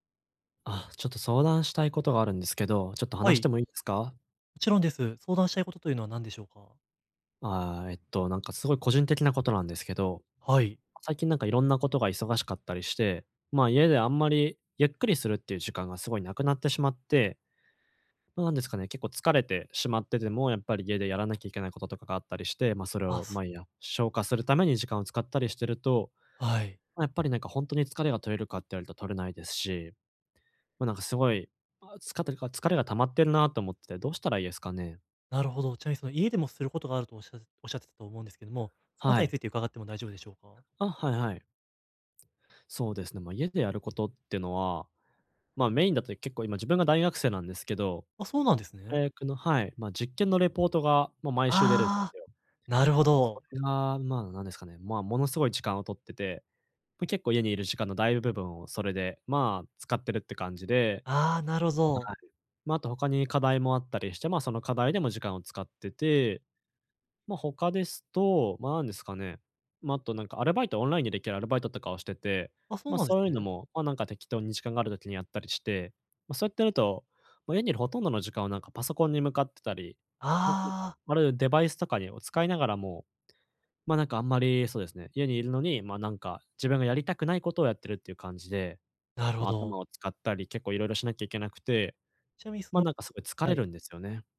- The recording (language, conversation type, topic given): Japanese, advice, 家でゆっくり休んで疲れを早く癒すにはどうすればいいですか？
- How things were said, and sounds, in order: none